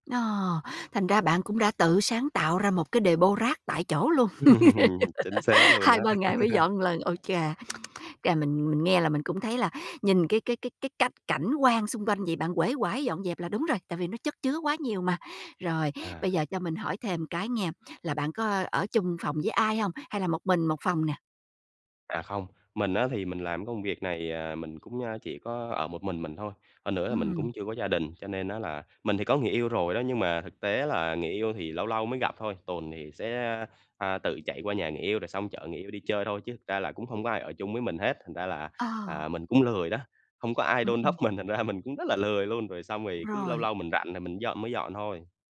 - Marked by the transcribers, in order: laugh; laughing while speaking: "Ừm"; tongue click; laugh; tapping
- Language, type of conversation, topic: Vietnamese, advice, Làm sao để duy trì thói quen dọn dẹp mỗi ngày?